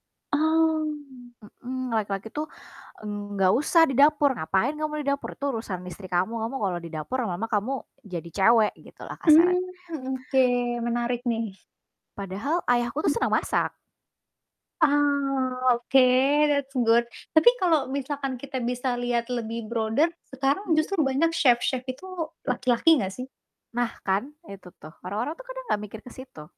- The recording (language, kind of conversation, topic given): Indonesian, unstructured, Hal apa yang paling membuatmu marah tentang stereotip terkait identitas di masyarakat?
- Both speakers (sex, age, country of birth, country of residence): female, 20-24, Indonesia, Indonesia; female, 25-29, Indonesia, Indonesia
- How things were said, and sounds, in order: static; in English: "that's good"; in English: "broader"